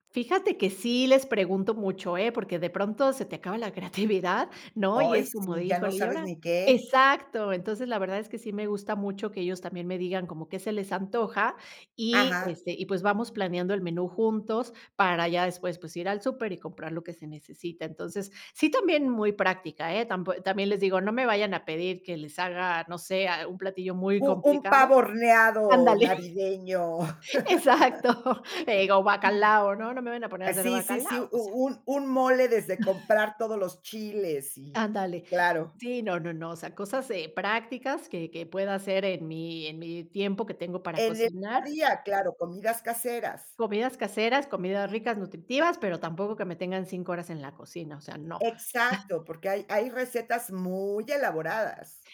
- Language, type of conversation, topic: Spanish, podcast, ¿Cómo se reparten las tareas del hogar entre los miembros de la familia?
- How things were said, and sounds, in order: laughing while speaking: "la creatividad"; chuckle; laughing while speaking: "Exacto"; laugh; other noise; chuckle; chuckle